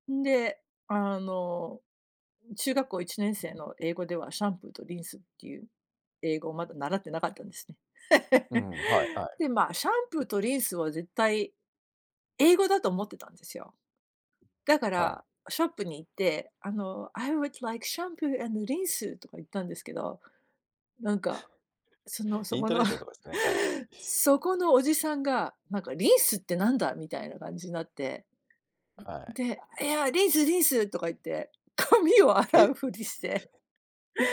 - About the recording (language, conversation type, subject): Japanese, podcast, 言葉が通じない場所で、どのようにして現地の生活に馴染みましたか？
- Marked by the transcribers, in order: laugh; tapping; in English: "I would like shampoo and rinse"; put-on voice: "I would like"; laugh; laughing while speaking: "そこの"; other background noise; laughing while speaking: "髪を洗う"; chuckle